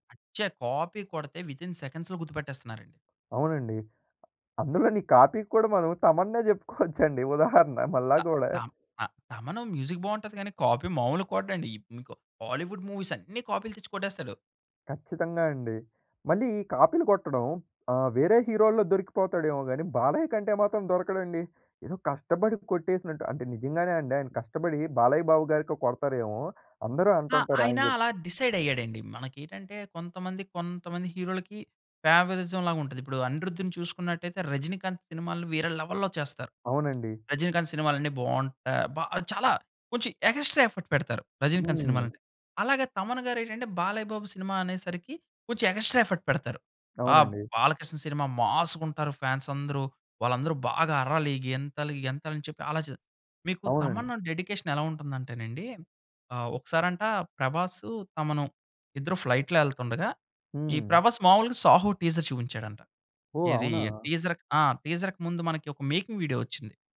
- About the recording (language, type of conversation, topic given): Telugu, podcast, ఒక సినిమాకు సంగీతం ఎంత ముఖ్యమని మీరు భావిస్తారు?
- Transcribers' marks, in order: in English: "కాపీ"; in English: "వితిన్ సెకండ్స్‌లో"; laughing while speaking: "అందులోని కాపీ కూడా, మనం తమన్నే చెప్పుకోవచ్చండి ఉదాహరణ మళ్ళా గూడా"; in English: "కాపీ"; in English: "మ్యూజిక్"; in English: "కాపీ"; in English: "బాలీవుడ్"; chuckle; in English: "డిసైడ్"; in English: "ఫేవరిజంలాగా"; stressed: "వేరే లెవెల్‌లో"; in English: "లెవెల్‌లో"; tapping; stressed: "చాలా"; in English: "ఎఫర్ట్"; in English: "ఎఫర్ట్"; in English: "ఫ్యాన్స్"; in English: "డెడికేషన్"; in English: "ఫ్లైట్‌లో"; in English: "టీజర్"; in English: "టీజర్"; in English: "టీజర్‌కి"; in English: "మేకింగ్ వీడియో"